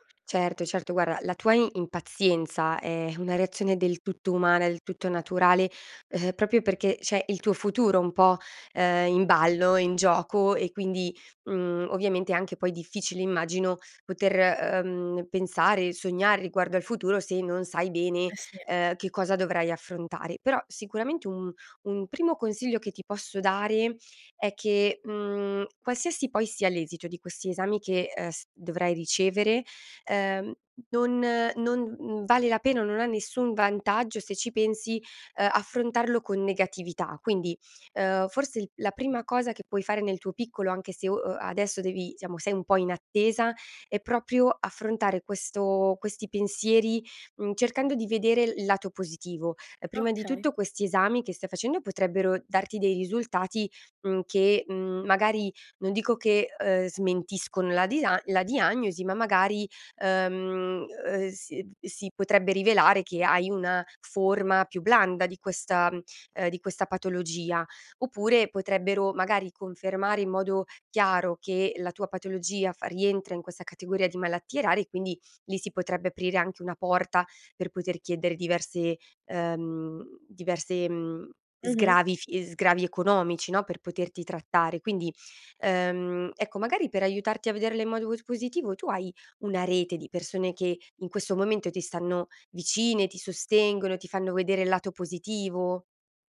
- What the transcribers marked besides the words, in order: "proprio" said as "propio"; other background noise
- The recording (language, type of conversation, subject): Italian, advice, Come posso gestire una diagnosi medica incerta mentre aspetto ulteriori esami?